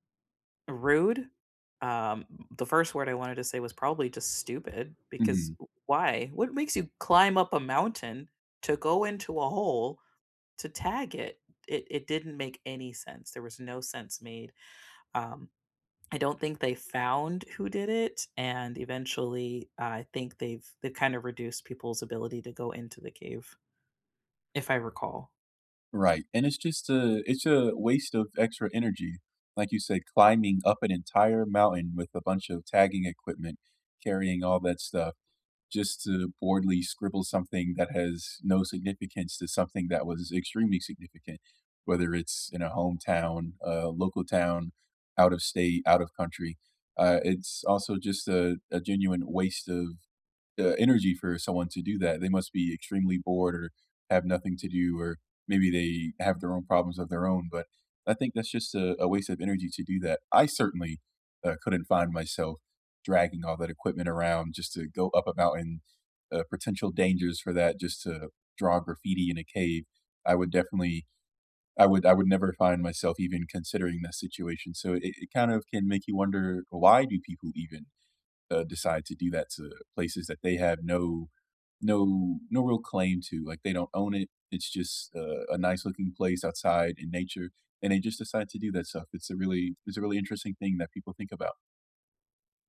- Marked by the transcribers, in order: other background noise; tapping
- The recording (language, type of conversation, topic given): English, unstructured, What do you think about tourists who litter or damage places?
- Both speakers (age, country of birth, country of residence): 25-29, United States, United States; 30-34, United States, United States